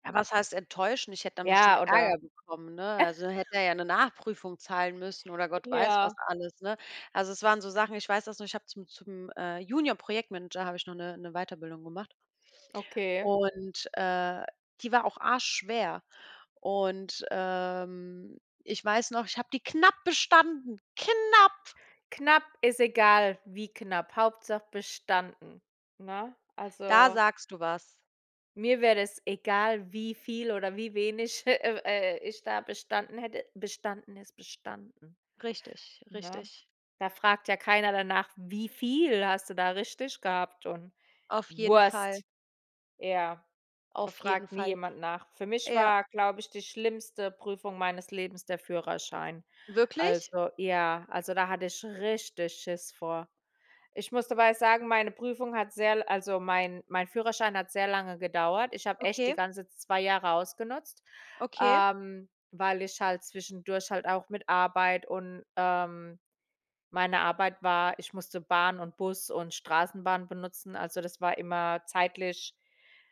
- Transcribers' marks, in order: chuckle; drawn out: "ähm"; stressed: "knapp"
- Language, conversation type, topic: German, unstructured, Wie gehst du mit Prüfungsangst um?